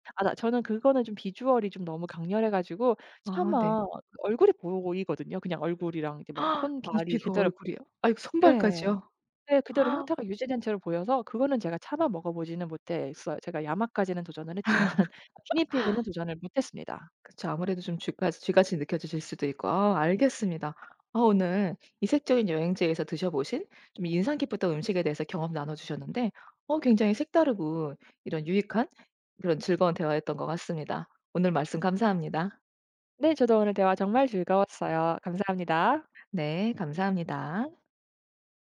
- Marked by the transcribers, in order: other background noise; gasp; gasp; laugh; laughing while speaking: "했지만"
- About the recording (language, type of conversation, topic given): Korean, podcast, 여행지에서 먹어본 인상적인 음식은 무엇인가요?